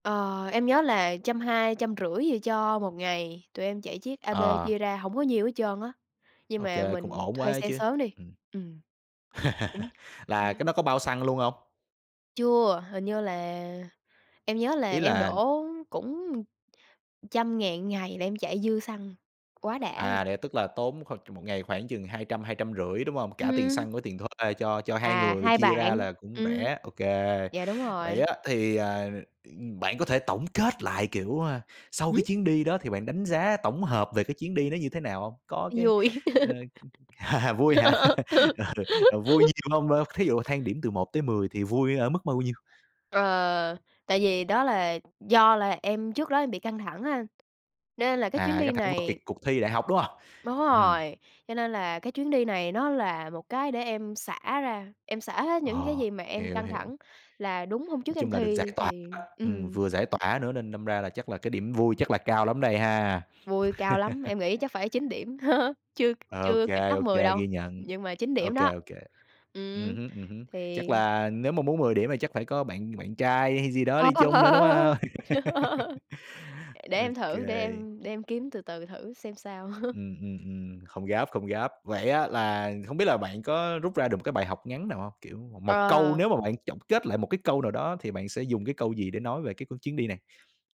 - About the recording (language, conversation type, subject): Vietnamese, podcast, Bạn có thể kể về một chuyến đi đáng nhớ của mình không?
- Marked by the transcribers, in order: tapping; laugh; other noise; "một" said as "ừn"; other background noise; laugh; laughing while speaking: "vui hả? Ừ"; laugh; laugh; chuckle; laugh; laugh; chuckle